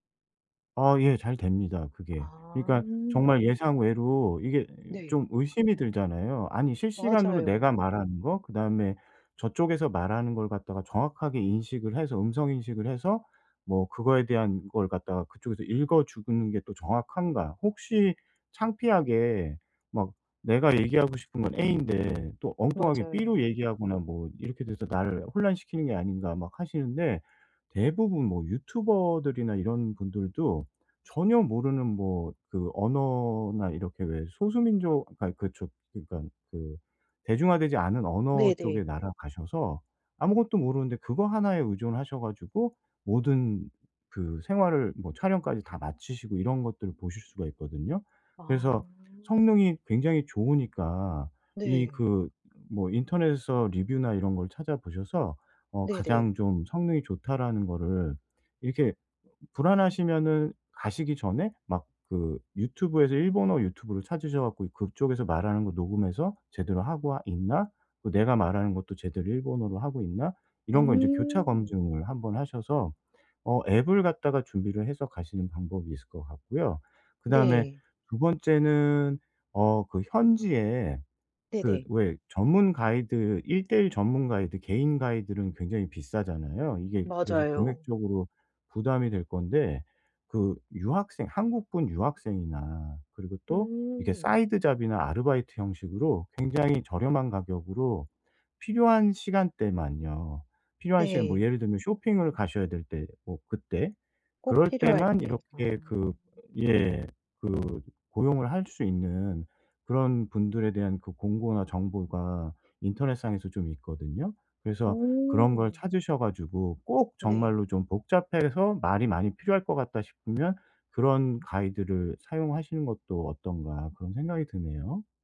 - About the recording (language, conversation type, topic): Korean, advice, 여행 중 언어 장벽 때문에 소통이 어려울 때는 어떻게 하면 좋을까요?
- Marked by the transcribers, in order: other background noise; in English: "사이드 잡이나"